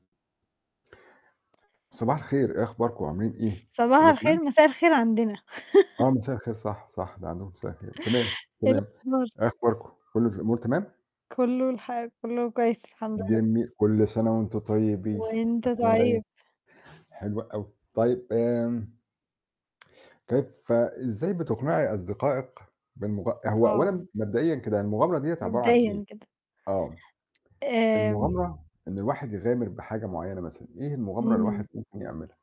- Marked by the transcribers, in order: tapping; laugh; chuckle; other background noise; distorted speech; tsk
- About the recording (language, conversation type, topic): Arabic, unstructured, إزاي تقنع صحابك يجربوا مغامرة جديدة رغم خوفهم؟